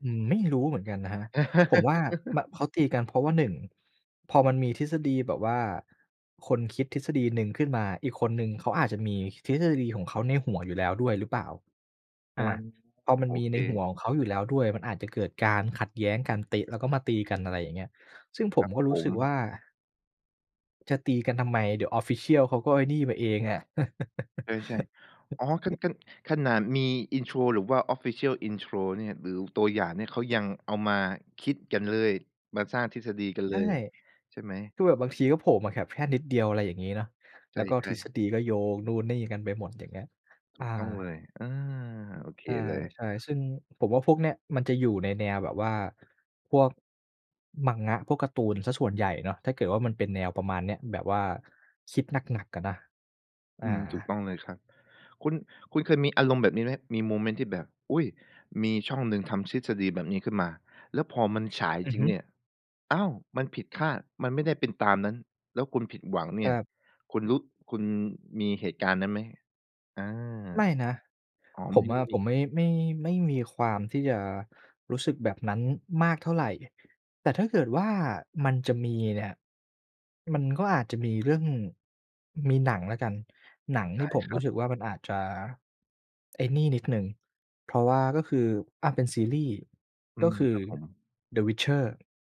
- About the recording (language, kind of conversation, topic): Thai, podcast, ทำไมคนถึงชอบคิดทฤษฎีของแฟนๆ และถกกันเรื่องหนัง?
- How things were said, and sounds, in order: laugh; in English: "official"; chuckle; in English: "official intro"; "แบบ" said as "แขบ"